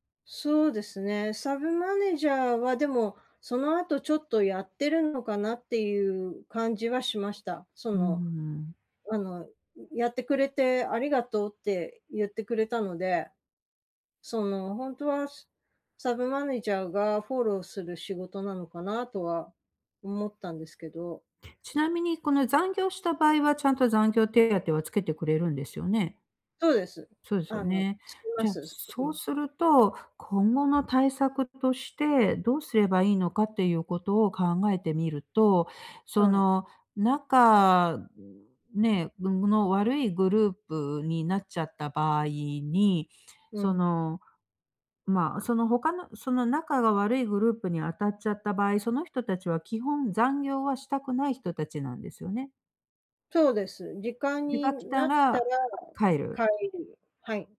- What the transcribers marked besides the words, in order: none
- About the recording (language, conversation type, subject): Japanese, advice, グループで自分の居場所を見つけるにはどうすればいいですか？